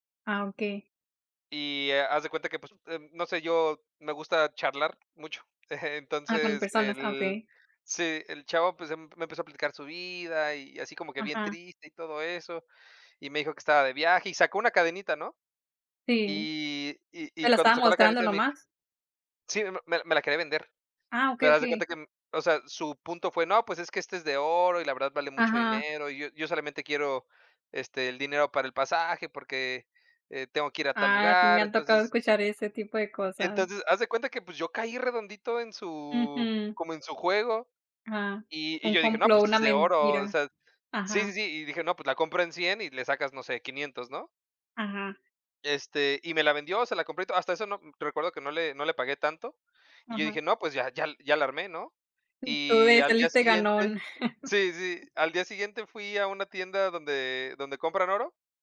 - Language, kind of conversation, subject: Spanish, unstructured, ¿Alguna vez te han robado algo mientras viajabas?
- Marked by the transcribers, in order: chuckle; chuckle